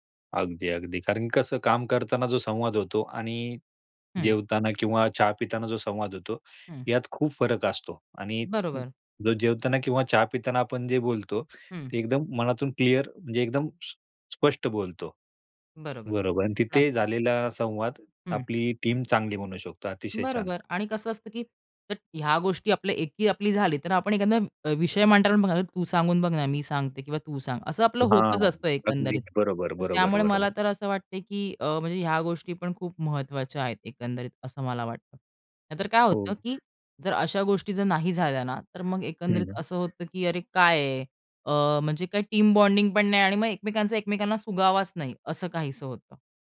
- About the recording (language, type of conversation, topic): Marathi, podcast, टीममधला चांगला संवाद कसा असतो?
- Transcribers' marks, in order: tapping; in English: "टीम"; bird; in English: "टीम बॉन्डिंग"